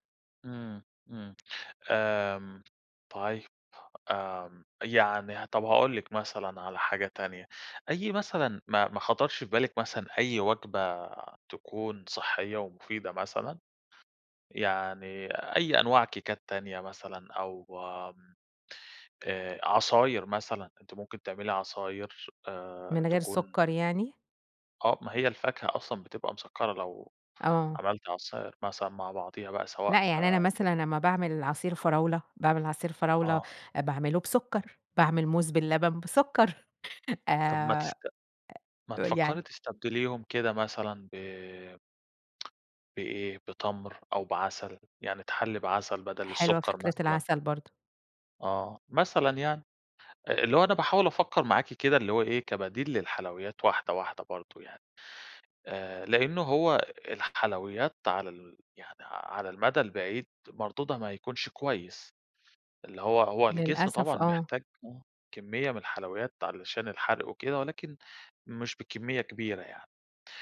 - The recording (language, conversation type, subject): Arabic, advice, ليه بتحسّي برغبة قوية في الحلويات بالليل وبيكون صعب عليكي تقاوميها؟
- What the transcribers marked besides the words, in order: chuckle; tapping